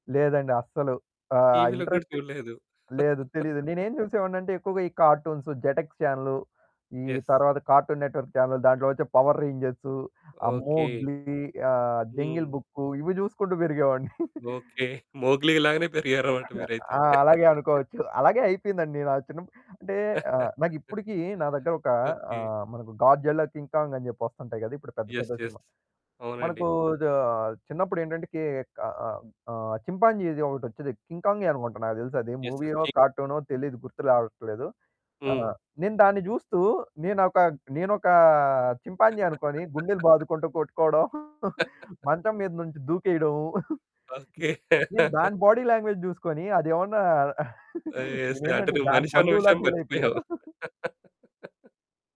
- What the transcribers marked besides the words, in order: in English: "ఇంట్రెస్ట్"; laugh; in English: "కార్టూన్స్, జెటెక్స్ చానెల్"; in English: "యెస్"; in English: "కార్టూన్ నెట్వర్క్ చానెల్"; laughing while speaking: "పెరిగేవాడిని"; laughing while speaking: "మోగ్లి లాగానే పెరిగారన్నమాట మీరైతే"; sneeze; chuckle; in English: "ఎస్. ఎస్"; in English: "ఎస్. ఎస్"; chuckle; chuckle; distorted speech; chuckle; other background noise; chuckle; in English: "బాడీ లాంగ్వేజ్"; laughing while speaking: "నేనేందంటే దాని బంధువులా ఫీలయిపోయాను"; chuckle
- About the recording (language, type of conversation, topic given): Telugu, podcast, మొదటి పరిచయంలో శరీరభాషకు మీరు ఎంత ప్రాధాన్యం ఇస్తారు?